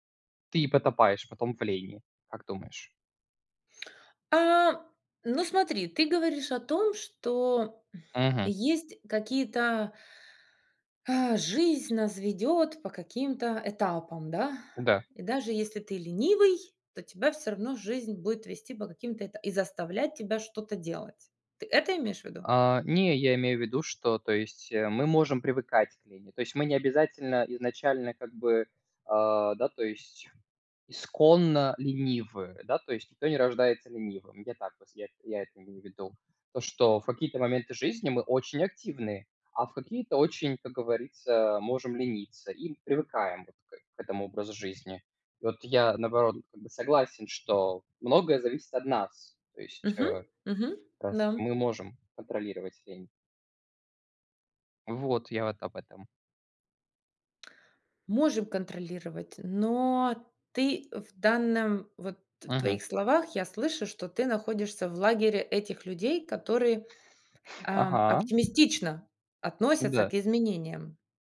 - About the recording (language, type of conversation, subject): Russian, unstructured, Что мешает людям менять свою жизнь к лучшему?
- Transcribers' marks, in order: other background noise; tapping